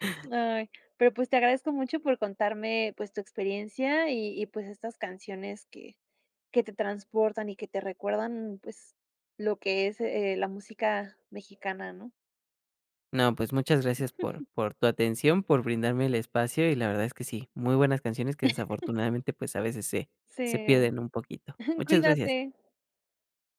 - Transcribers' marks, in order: chuckle; chuckle; tapping; chuckle
- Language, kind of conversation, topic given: Spanish, podcast, ¿Qué canción en tu idioma te conecta con tus raíces?